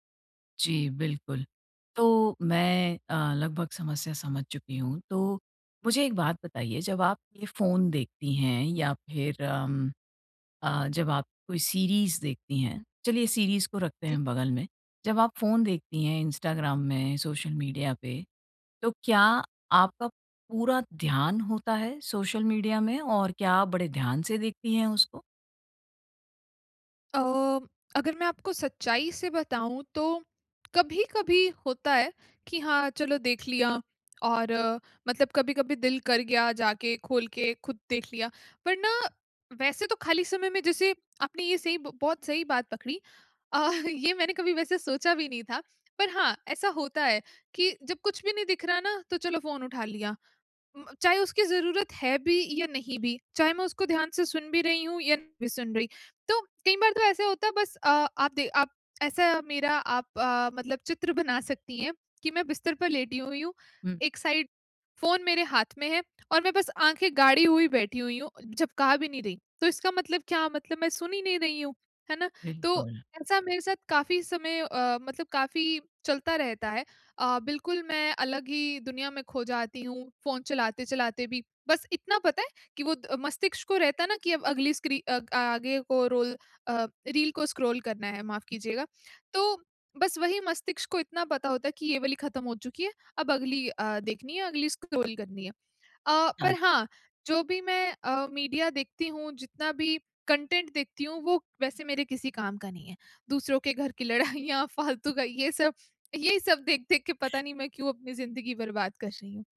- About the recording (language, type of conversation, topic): Hindi, advice, बोरियत को उत्पादकता में बदलना
- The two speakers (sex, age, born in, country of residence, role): female, 25-29, India, India, user; female, 45-49, India, India, advisor
- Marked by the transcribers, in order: in English: "सीरीज"; in English: "सीरीज"; laughing while speaking: "अ, ये"; in English: "साइड"; in English: "कंटेंट"; laughing while speaking: "लड़ाइयाँ, फालतू का ये सब"